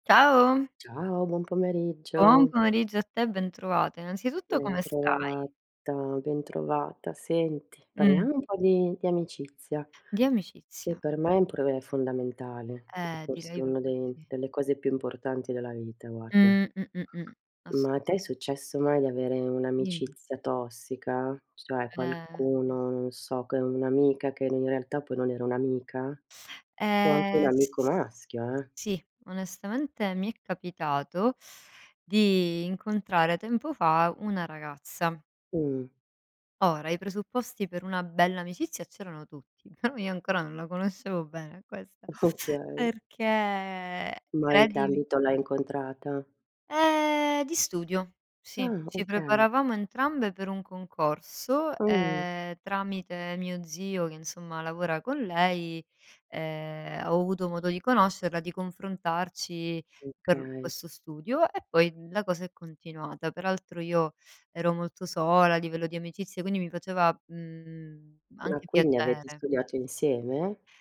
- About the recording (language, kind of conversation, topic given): Italian, unstructured, Come gestisci un’amicizia che diventa tossica?
- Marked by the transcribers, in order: other background noise; teeth sucking; laughing while speaking: "però io"; laughing while speaking: "Okay"